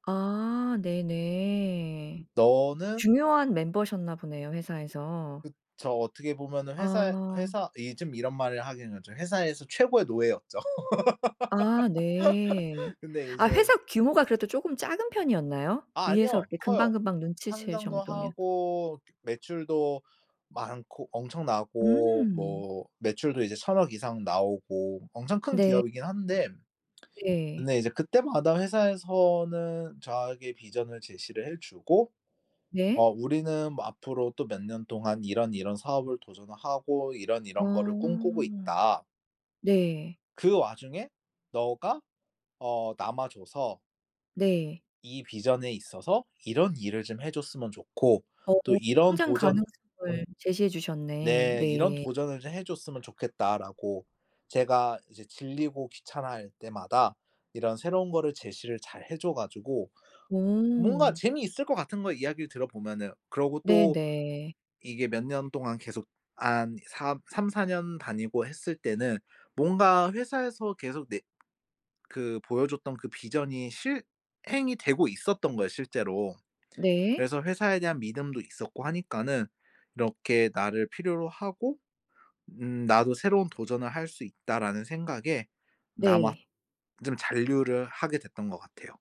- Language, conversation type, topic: Korean, podcast, 직장을 그만둘지 고민할 때 보통 무엇을 가장 먼저 고려하나요?
- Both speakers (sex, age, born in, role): female, 45-49, South Korea, host; male, 25-29, South Korea, guest
- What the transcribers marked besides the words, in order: tapping; laugh; lip smack; in English: "vision을"; in English: "vision에"; "해줬으면" said as "해줬으먼"; background speech; other background noise; in English: "vision이"